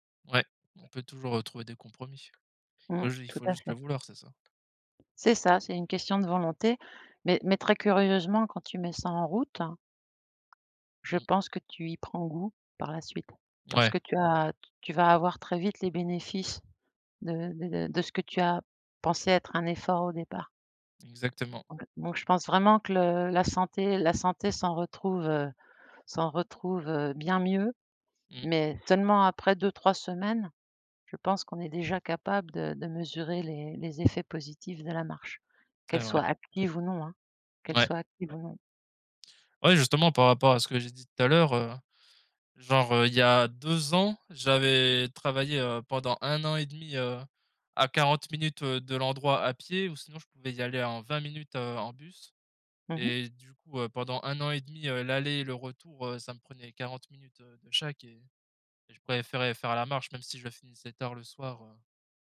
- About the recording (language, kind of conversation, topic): French, unstructured, Quels sont les bienfaits surprenants de la marche quotidienne ?
- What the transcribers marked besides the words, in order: tapping